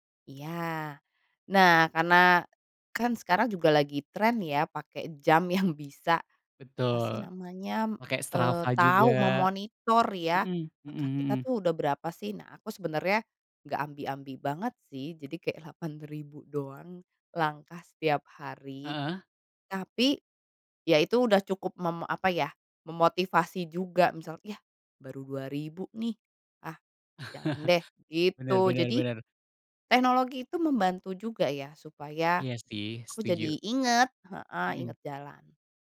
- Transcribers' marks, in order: laugh
- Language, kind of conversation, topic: Indonesian, podcast, Bagaimana kamu tetap aktif tanpa olahraga berat?